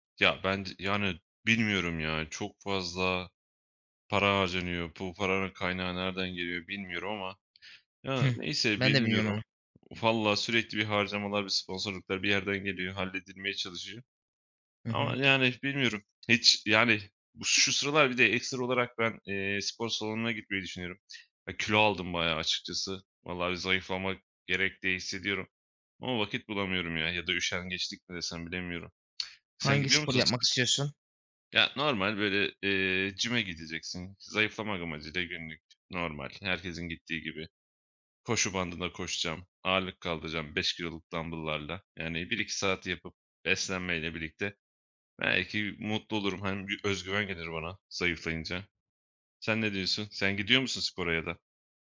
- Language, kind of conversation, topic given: Turkish, unstructured, Hangi sporun seni en çok mutlu ettiğini düşünüyorsun?
- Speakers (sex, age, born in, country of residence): male, 25-29, Turkey, Poland; male, 25-29, Turkey, Poland
- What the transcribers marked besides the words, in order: tsk; in English: "gym'e"